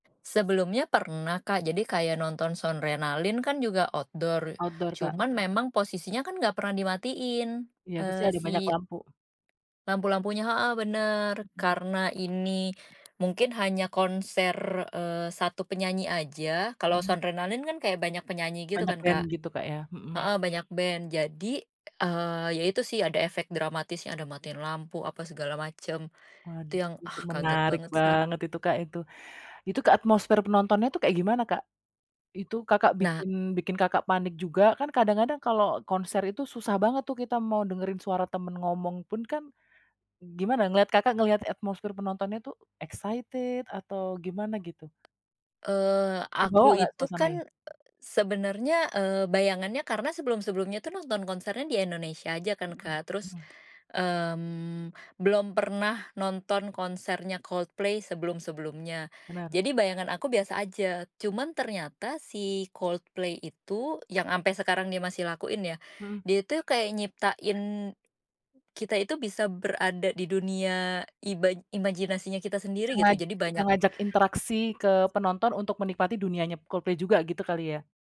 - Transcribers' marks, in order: tapping; in English: "outdoor"; in English: "Outdoor"; other background noise; in English: "excited"
- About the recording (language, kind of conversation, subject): Indonesian, podcast, Apa pengalaman konser atau pertunjukan musik yang paling berkesan buat kamu?